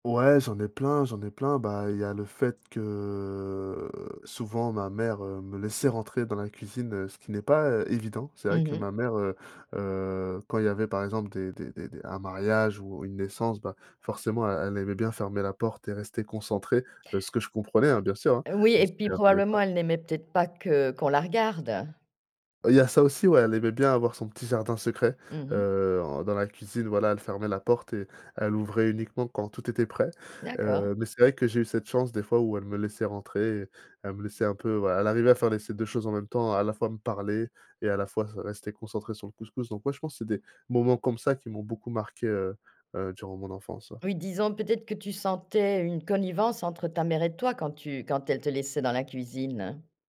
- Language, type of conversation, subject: French, podcast, Quel plat fusion te rappelle ton enfance ?
- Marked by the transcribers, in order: drawn out: "que"